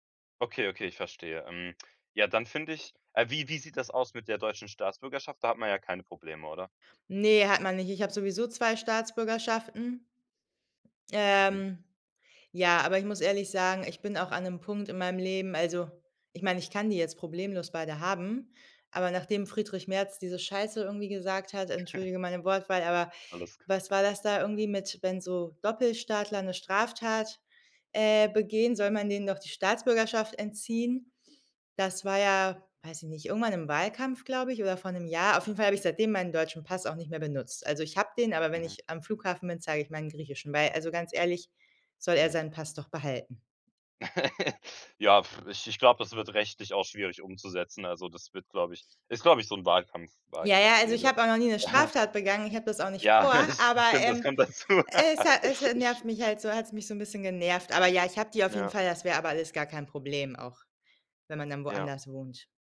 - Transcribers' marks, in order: other background noise; giggle; laugh; giggle; laugh
- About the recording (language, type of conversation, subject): German, advice, Wie kann ich besser damit umgehen, dass ich mich bei der Wohnsitzanmeldung und den Meldepflichten überfordert fühle?
- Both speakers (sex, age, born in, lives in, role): female, 30-34, Germany, Germany, user; male, 18-19, Germany, Germany, advisor